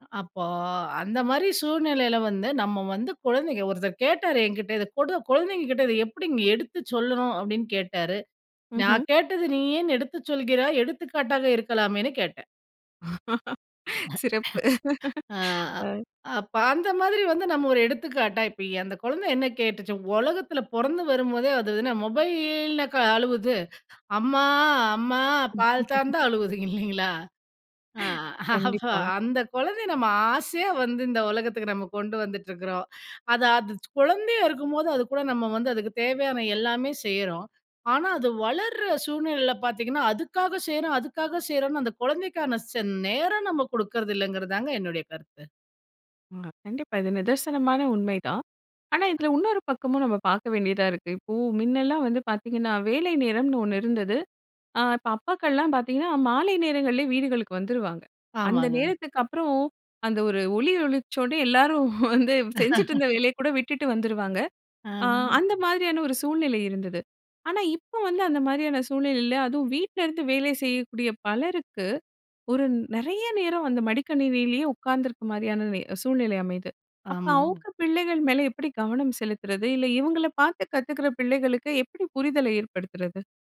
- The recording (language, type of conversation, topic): Tamil, podcast, குழந்தைகளின் திரை நேரத்தை எப்படிக் கட்டுப்படுத்தலாம்?
- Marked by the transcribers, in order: laugh; laughing while speaking: "சிறப்பு! ஆ"; chuckle; inhale; chuckle; inhale; inhale; other noise; other background noise; chuckle; laugh